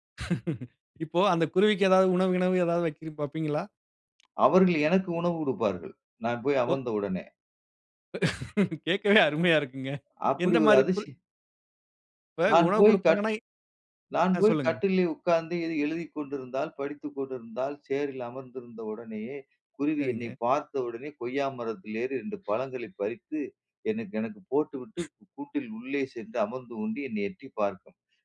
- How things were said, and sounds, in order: laugh; laugh; other noise
- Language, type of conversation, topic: Tamil, podcast, வீட்டில் ஓய்வெடுக்க ஒரு சிறிய இடத்தை நீங்கள் எப்படிச் சிறப்பாக அமைப்பீர்கள்?